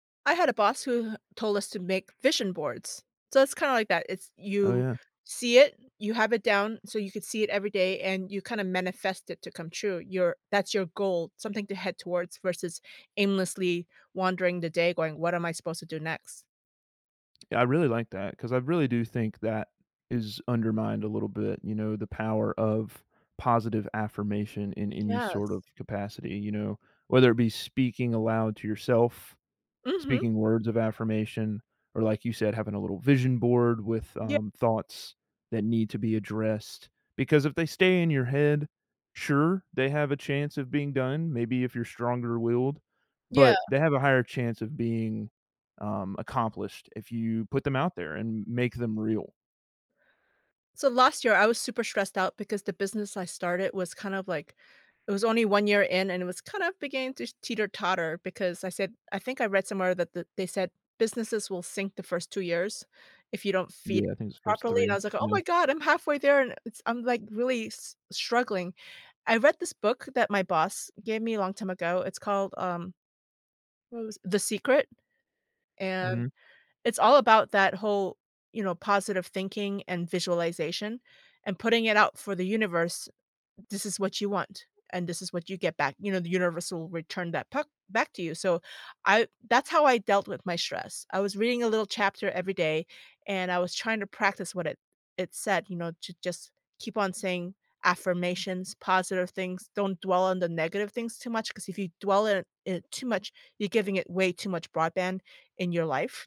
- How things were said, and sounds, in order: none
- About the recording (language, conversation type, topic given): English, unstructured, What should I do when stress affects my appetite, mood, or energy?